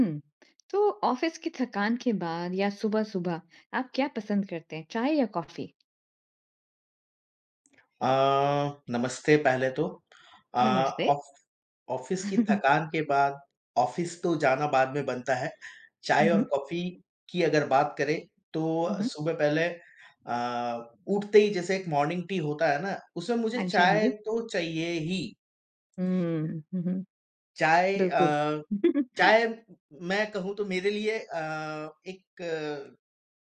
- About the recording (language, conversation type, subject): Hindi, unstructured, आप चाय या कॉफी में से क्या पसंद करते हैं, और क्यों?
- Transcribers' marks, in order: in English: "ऑफ़िस"; lip smack; in English: "ऑफ़ ऑफ़िस"; chuckle; in English: "ऑफ़िस"; in English: "मॉर्निंग टी"; other background noise; chuckle